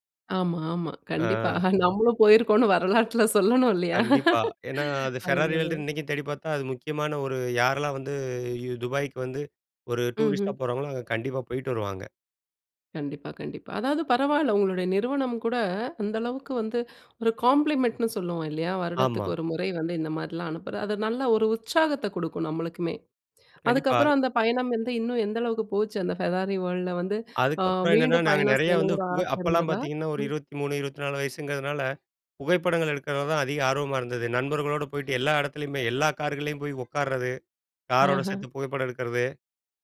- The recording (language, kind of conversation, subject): Tamil, podcast, ஒரு பெரிய சாகச அனுபவம் குறித்து பகிர முடியுமா?
- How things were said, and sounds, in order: laughing while speaking: "நம்மளும் போயிருக்கோம்னு வரலாற்றுல சொல்லணும் இல்லையா?"; in English: "காம்ப்ளிமென்ட்"